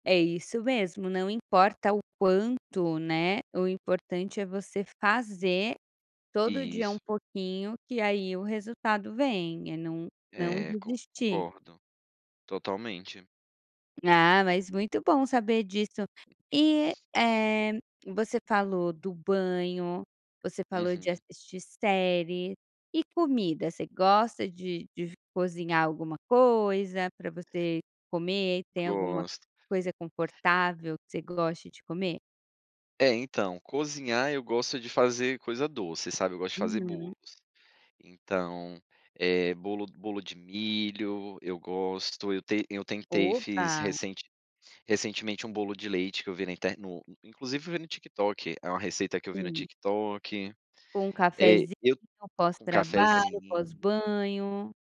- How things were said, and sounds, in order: tapping
- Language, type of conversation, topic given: Portuguese, podcast, O que te ajuda a desconectar depois do trabalho?